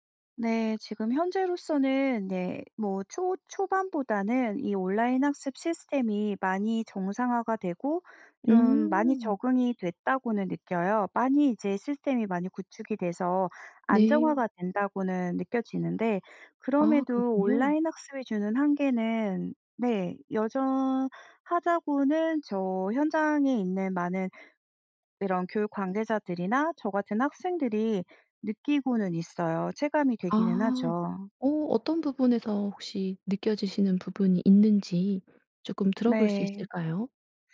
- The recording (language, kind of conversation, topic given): Korean, podcast, 온라인 학습은 학교 수업과 어떤 점에서 가장 다르나요?
- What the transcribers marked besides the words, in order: none